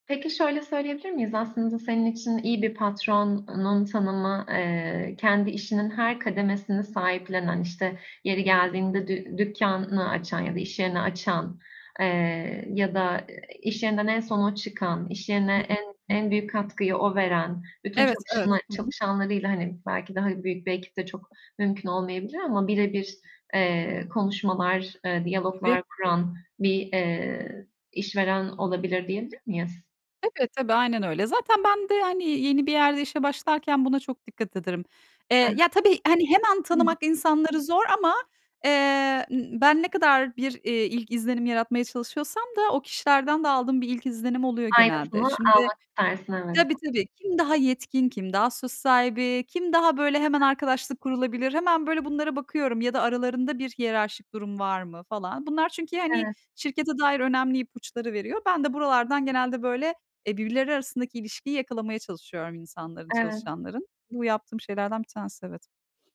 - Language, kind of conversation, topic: Turkish, podcast, Yeni bir işe başlarken ilk hafta neler yaparsın?
- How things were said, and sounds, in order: distorted speech; tapping; alarm; other background noise